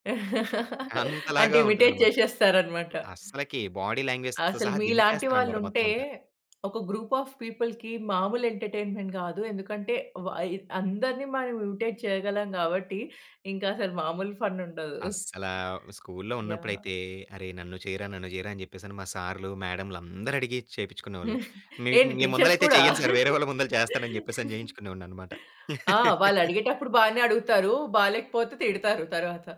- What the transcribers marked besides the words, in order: laugh; in English: "ఇమిటేట్"; other background noise; tapping; in English: "బాడీ లాంగ్వేజ్‌తో"; in English: "గ్రూప్ ఆఫ్ పీపుల్‌కి"; in English: "ఎంటర్‌టైన్‌మెంట్"; in English: "ఇమిటేట్"; in English: "ఫన్"; chuckle; giggle; in English: "టీచర్స్"; laugh
- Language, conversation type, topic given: Telugu, podcast, మీరు సినిమా హీరోల స్టైల్‌ను అనుసరిస్తున్నారా?